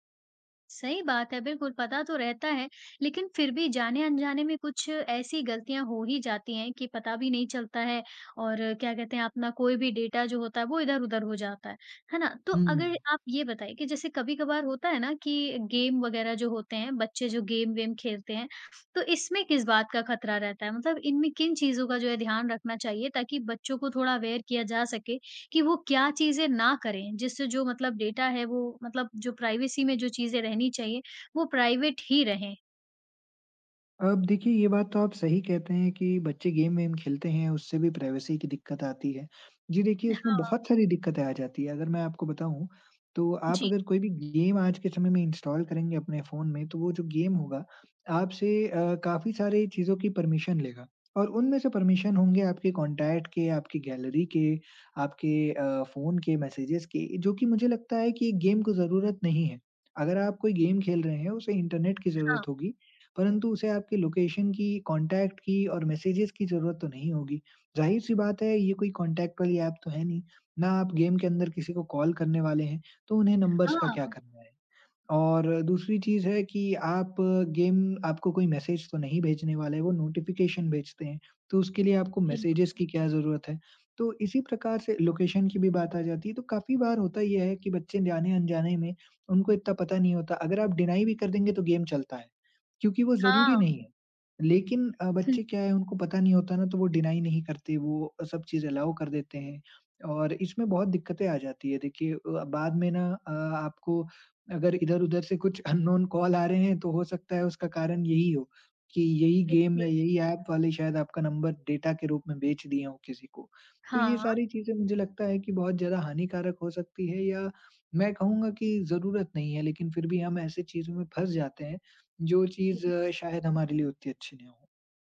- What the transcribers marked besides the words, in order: in English: "डेटा"; in English: "गेम"; in English: "गेम"; tapping; in English: "अवेयर"; in English: "डेटा"; in English: "प्राइवेसी"; in English: "प्राइवेट"; in English: "गेम"; in English: "प्राइवेसी"; in English: "गेम"; in English: "इंस्टॉल"; in English: "गेम"; in English: "परमिशन"; in English: "परमिशन"; in English: "कॉन्टैक्ट"; in English: "गैलरी"; in English: "मैसेजेज़"; in English: "गेम"; in English: "गेम"; other noise; in English: "लोकेशन"; in English: "कॉन्टैक्ट"; in English: "मैसेजेज़"; in English: "कॉन्टैक्ट"; in English: "गेम"; in English: "नंबर्स"; in English: "गेम"; in English: "नोटिफ़िकेशन"; in English: "मैसेजेज़"; in English: "लोकेशन"; in English: "डिनाई"; in English: "गेम"; other background noise; in English: "डिनाई"; in English: "अलाउ"; laughing while speaking: "अननोन"; in English: "अननोन"; in English: "गेम"; in English: "नंबर डेटा"
- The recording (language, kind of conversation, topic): Hindi, podcast, ऑनलाइन निजता समाप्त होती दिखे तो आप क्या करेंगे?